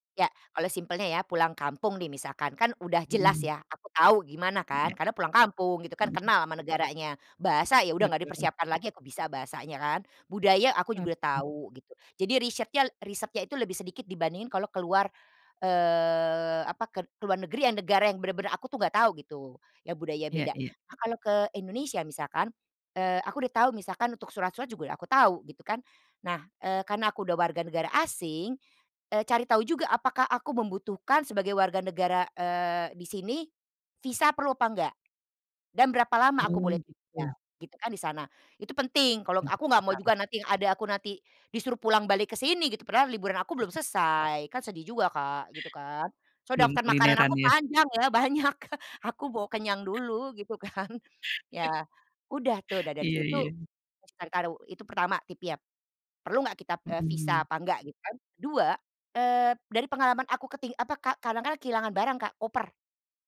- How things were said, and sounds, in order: chuckle; tapping; chuckle; laughing while speaking: "banyak"; chuckle; laughing while speaking: "kan"
- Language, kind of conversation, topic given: Indonesian, podcast, Apa saran utama yang kamu berikan kepada orang yang baru pertama kali bepergian sebelum mereka berangkat?
- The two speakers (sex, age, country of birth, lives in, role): female, 45-49, Indonesia, Indonesia, host; female, 50-54, Indonesia, Netherlands, guest